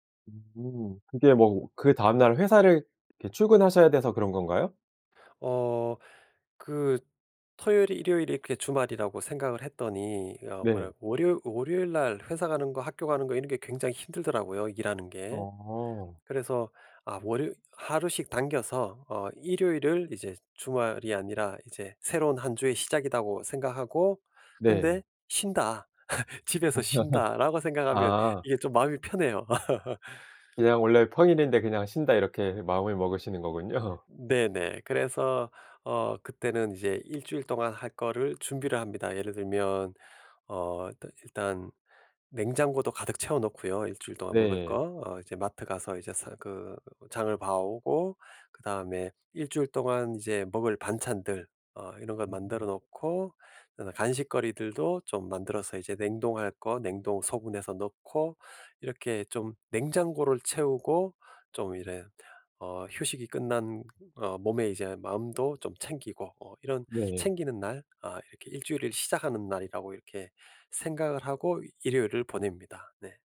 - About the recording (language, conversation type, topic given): Korean, podcast, 주말을 알차게 보내는 방법은 무엇인가요?
- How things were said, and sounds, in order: other background noise; laugh; laugh; laughing while speaking: "거군요"